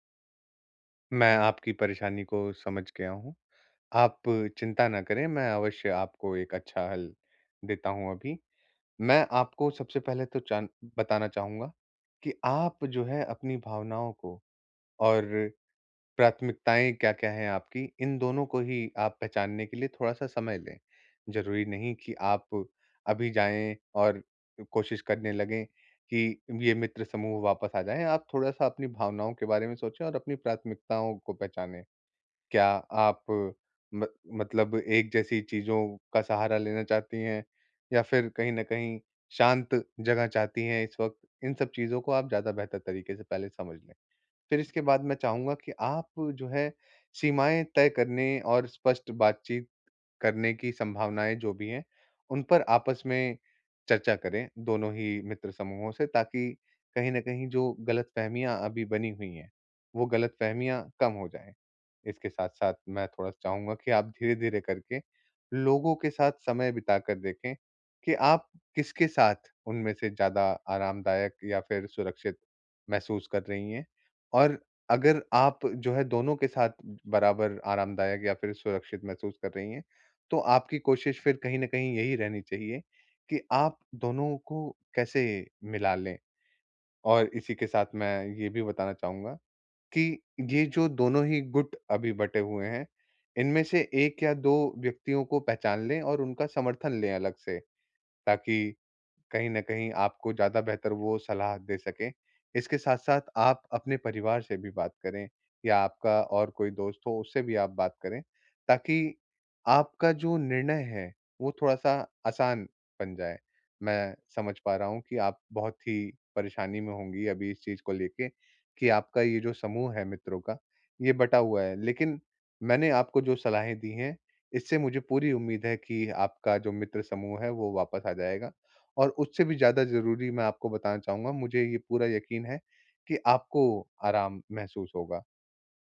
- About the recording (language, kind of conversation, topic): Hindi, advice, ब्रेकअप के बाद मित्र समूह में मुझे किसका साथ देना चाहिए?
- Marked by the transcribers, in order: none